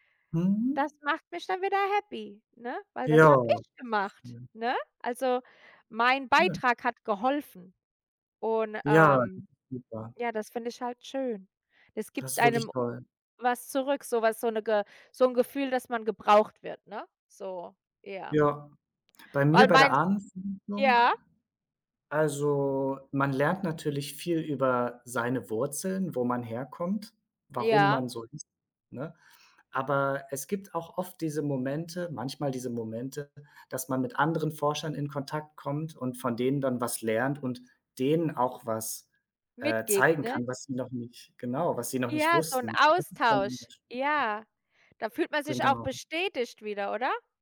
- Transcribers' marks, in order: put-on voice: "ich"; unintelligible speech
- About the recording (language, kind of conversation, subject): German, unstructured, Was hast du durch dein Hobby über dich selbst gelernt?